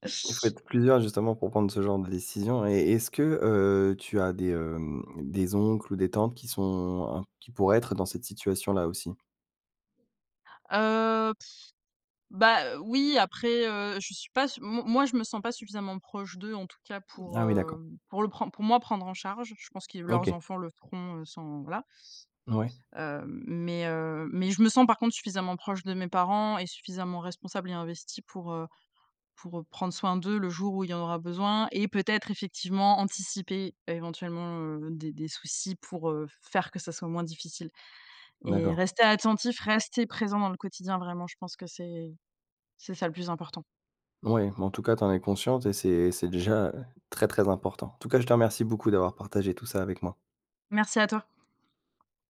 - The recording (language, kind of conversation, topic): French, podcast, Comment est-ce qu’on aide un parent qui vieillit, selon toi ?
- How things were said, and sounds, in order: blowing